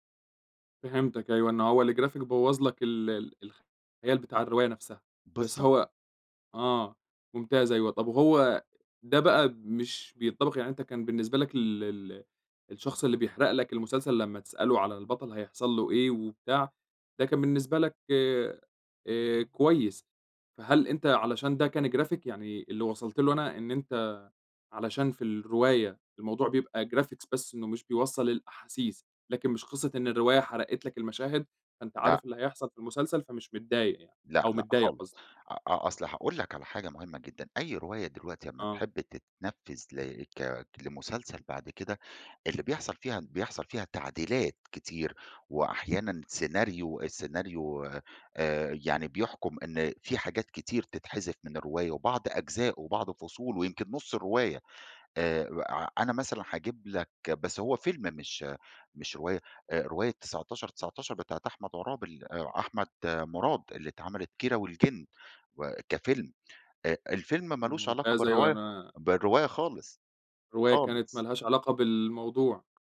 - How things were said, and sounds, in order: in English: "الgraphic"; in English: "graphic"; in English: "graphics"; in Italian: "scenario الscenario"; other background noise
- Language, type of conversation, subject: Arabic, podcast, إزاي بتتعامل مع حرق أحداث مسلسل بتحبه؟